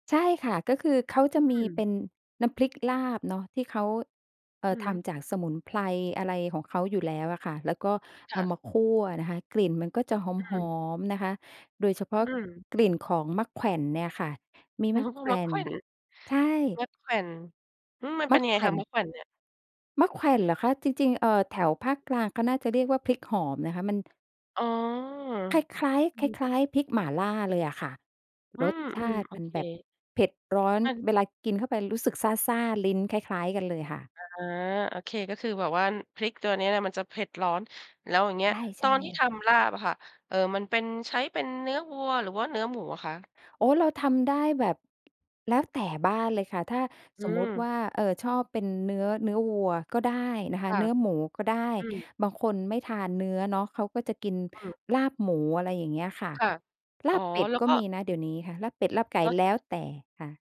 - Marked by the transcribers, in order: laughing while speaking: "โอ้ !"; tapping
- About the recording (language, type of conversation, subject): Thai, podcast, มีอาหารประจำเทศกาลจานไหนบ้างที่ทำให้คุณคิดถึงครอบครัวทุกปี?